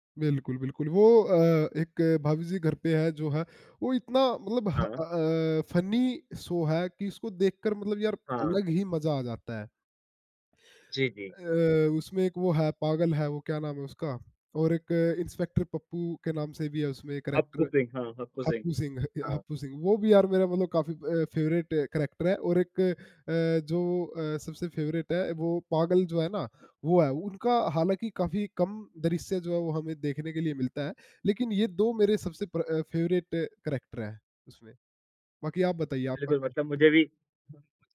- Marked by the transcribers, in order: in English: "फनी शो"; other background noise; in English: "कैरेक्टर"; in English: "फेवरेट कैरेक्टर"; in English: "फेवरेट"; in English: "प्र फेवरेट कैरेक्टर"
- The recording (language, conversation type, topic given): Hindi, unstructured, टीवी पर कौन-सा कार्यक्रम आपको सबसे ज़्यादा मनोरंजन देता है?